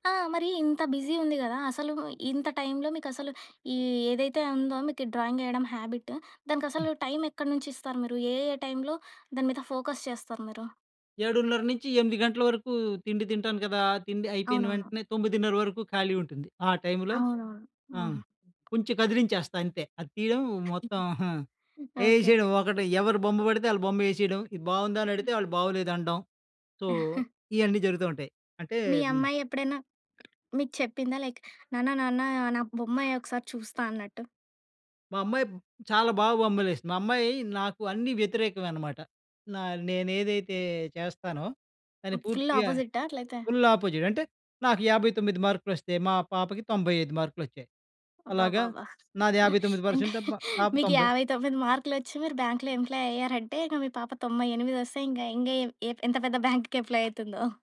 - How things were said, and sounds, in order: in English: "డ్రాయింగ్"; in English: "హాబిట్"; in English: "ఫోకస్"; other background noise; chuckle; chuckle; in English: "సో"; in English: "ఫుల్"; in English: "ఫుల్ ఆపోజిట్"; chuckle; in English: "పర్సెంట్"; in English: "ఎంప్లాయీ"; in English: "బ్యాంక్‌కి ఎంప్లాయ్"
- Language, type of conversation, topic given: Telugu, podcast, బిజీ రోజువారీ రొటీన్‌లో హాబీలకు సమయం ఎలా కేటాయిస్తారు?